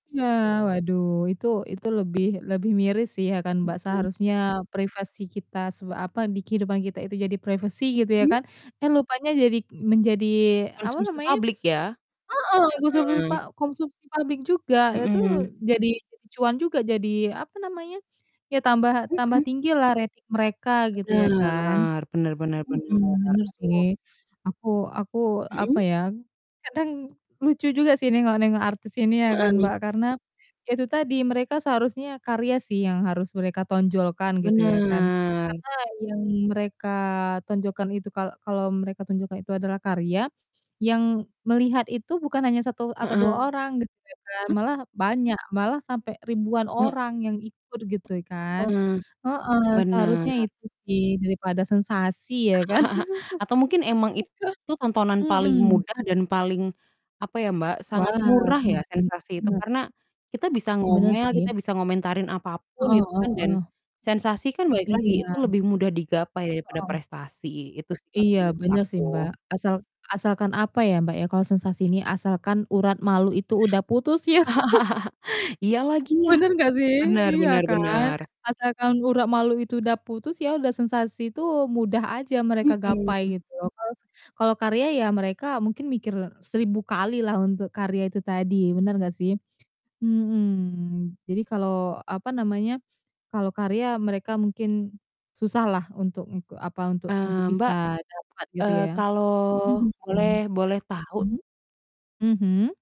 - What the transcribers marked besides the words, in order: distorted speech; in English: "rating"; tapping; chuckle; chuckle; laugh; chuckle; other background noise
- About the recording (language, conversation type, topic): Indonesian, unstructured, Bagaimana pendapatmu tentang artis yang hanya fokus mencari sensasi?